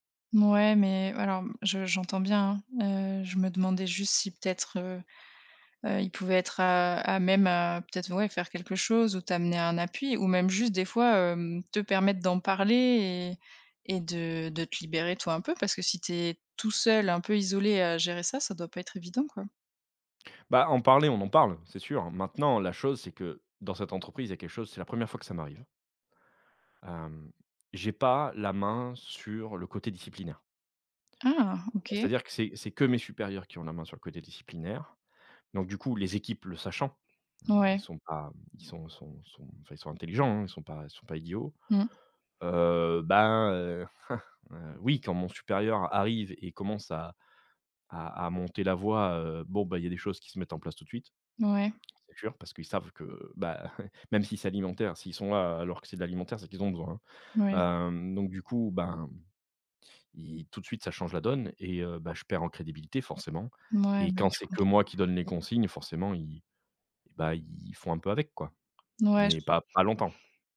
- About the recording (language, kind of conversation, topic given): French, advice, Comment puis-je me responsabiliser et rester engagé sur la durée ?
- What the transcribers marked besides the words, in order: tapping; other background noise; chuckle